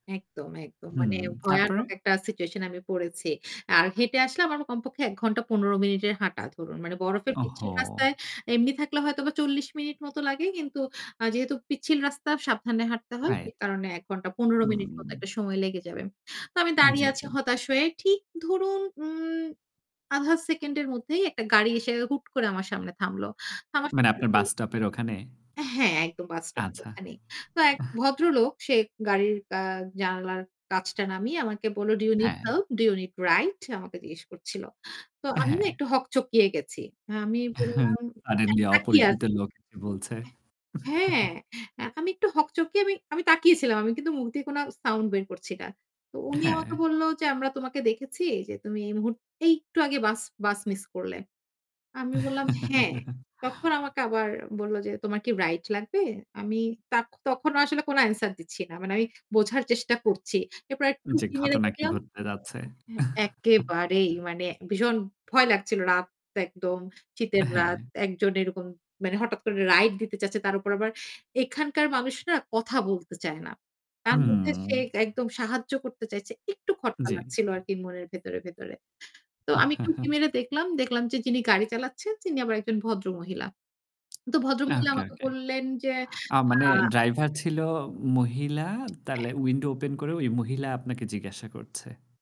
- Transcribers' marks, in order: static; other background noise; distorted speech; unintelligible speech; chuckle; in English: "Do you need help? Do you need ride?"; chuckle; in English: "suddenly"; chuckle; chuckle; chuckle; mechanical hum; chuckle
- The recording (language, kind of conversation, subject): Bengali, podcast, অচেনা একজন মানুষ কীভাবে আপনাকে অসাধারণভাবে সাহায্য করেছিলেন?